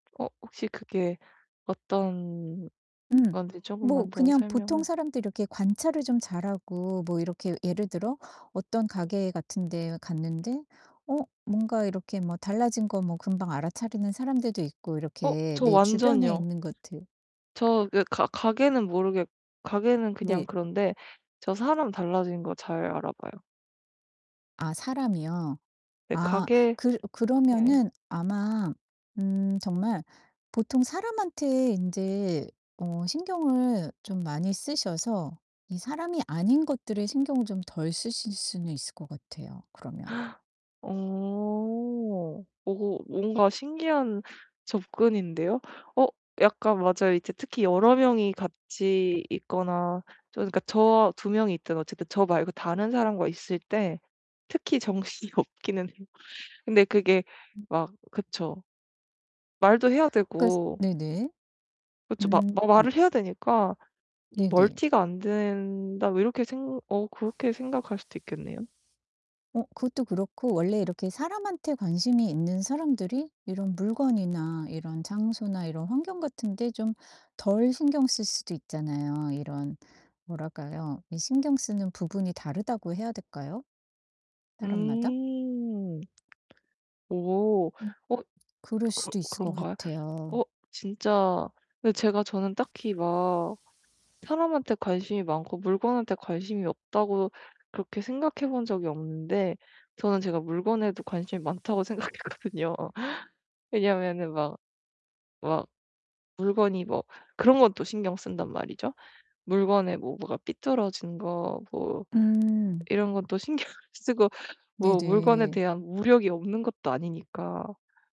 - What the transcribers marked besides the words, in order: tapping; distorted speech; other background noise; gasp; laughing while speaking: "정신이 없기는 해요"; static; laughing while speaking: "생각했거든요"; laughing while speaking: "신경 쓰고"
- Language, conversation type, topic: Korean, advice, 실수를 반복하지 않으면서 능력을 향상시키려면 어떻게 준비하고 성장할 수 있을까요?